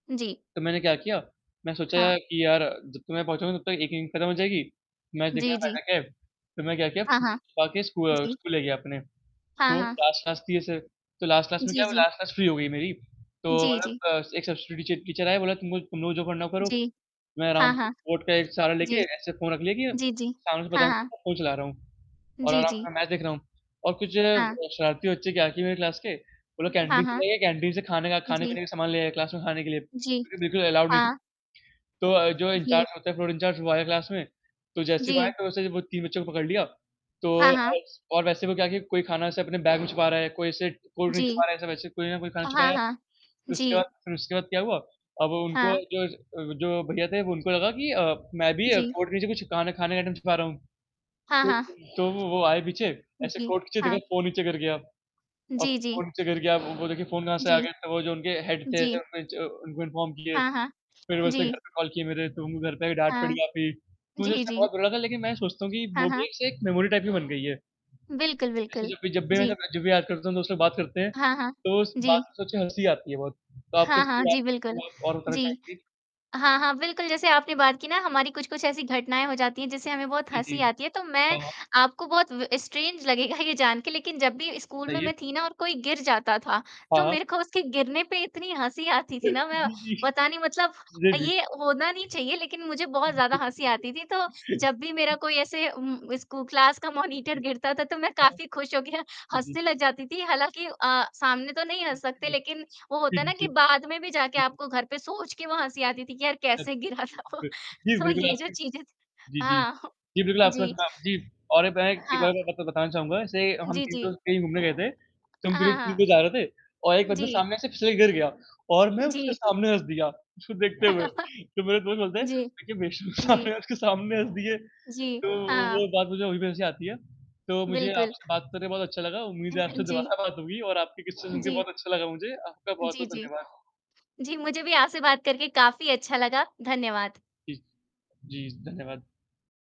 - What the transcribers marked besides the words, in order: static; distorted speech; in English: "लास्ट-लास्ट"; in English: "लास्ट-लास्ट"; in English: "लास्ट क्लास फ्री"; in English: "टीचर"; in English: "बोर्ड"; in English: "क्लास"; in English: "क्लास"; in English: "अलाउड"; in English: "इनचार्ज"; in English: "इनचार्ज"; in English: "क्लास"; other background noise; in English: "आइटम"; in English: "हेड"; in English: "इन्फॉर्म"; in English: "टाइम"; in English: "मेमोरी टाइप"; in English: "स्ट्रेंज"; laughing while speaking: "ये जान के"; laughing while speaking: "जी, जी। जी, जी"; chuckle; in English: "क्लास"; laughing while speaking: "मॉनिटर गिरता था तो मैं … लग जाती थी"; in English: "मॉनिटर"; unintelligible speech; laughing while speaking: "गिरा था वो, तो ये जो चीज़ें"; unintelligible speech; laughing while speaking: "देखते हुए"; chuckle; laughing while speaking: "तू क्या बेशरम इंसान है उसके सामने हँस दिए"; chuckle
- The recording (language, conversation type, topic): Hindi, unstructured, आपने अपने दोस्तों के साथ सबसे मजेदार पल कौन सा बिताया था?